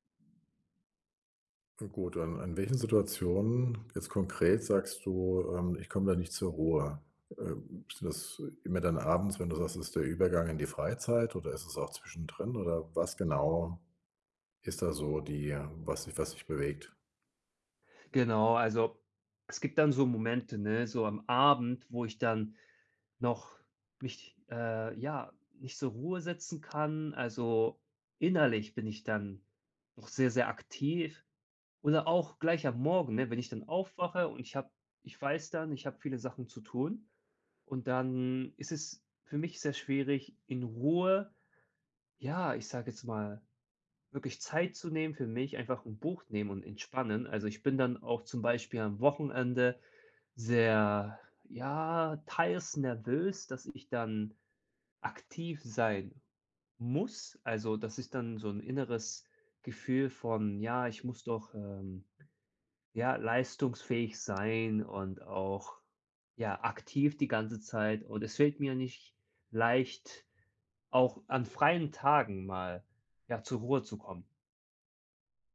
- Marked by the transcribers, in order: other background noise; tapping; stressed: "muss"
- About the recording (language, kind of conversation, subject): German, advice, Wie kann ich zu Hause endlich richtig zur Ruhe kommen und entspannen?